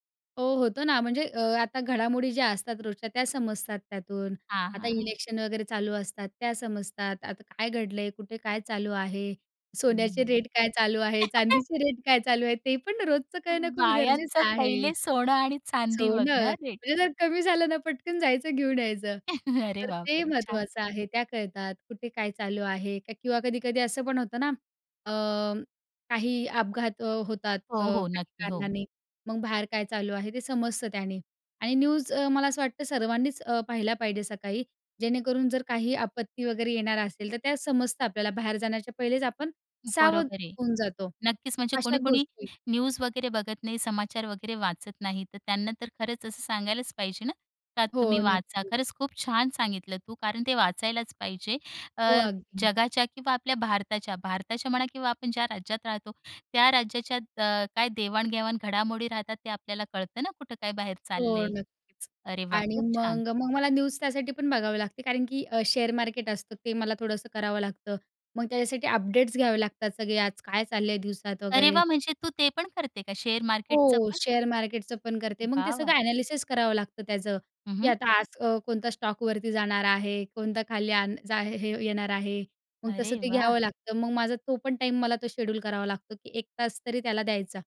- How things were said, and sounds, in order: in English: "इलेक्शन"; chuckle; laughing while speaking: "चांदीचे रेट काय चालू आहे ते पण रोजचं करणं खूप गरजेचं आहे"; chuckle; tapping; in English: "शेअर मार्केट"; in English: "शेअर मार्केटच"; in English: "शेअर मार्केटचं"
- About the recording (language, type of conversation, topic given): Marathi, podcast, सकाळी उठल्यावर तुम्ही सर्वात पहिलं काय करता?